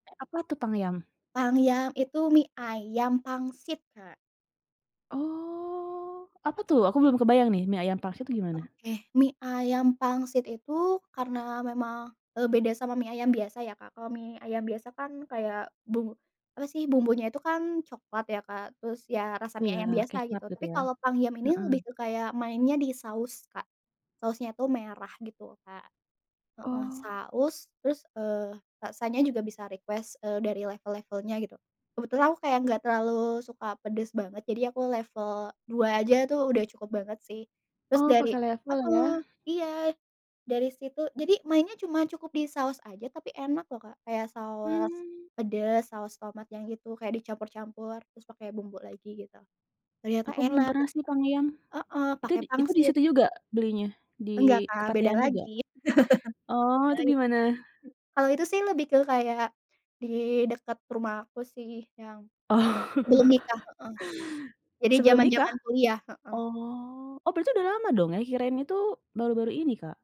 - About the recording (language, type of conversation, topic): Indonesian, podcast, Bagaimana pengalamanmu saat pertama kali mencoba makanan jalanan setempat?
- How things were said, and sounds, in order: drawn out: "Oh"; unintelligible speech; in English: "request"; chuckle; tapping; laughing while speaking: "Oh"; chuckle